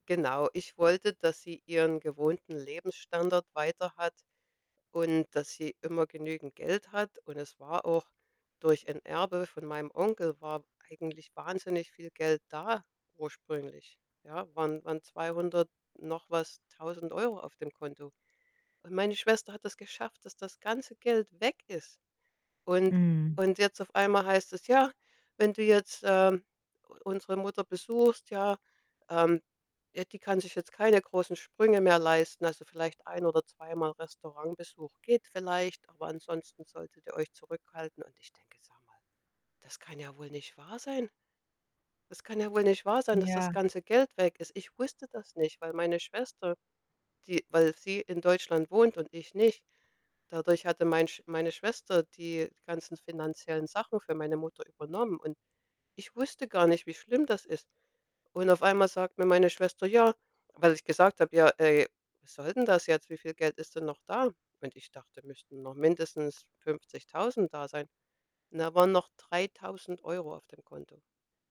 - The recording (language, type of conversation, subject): German, advice, Wie kannst du mit Kommunikationskälte und Rückzug nach einem großen Streit mit einem Familienmitglied umgehen?
- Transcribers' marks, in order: distorted speech; static; stressed: "weg"; tapping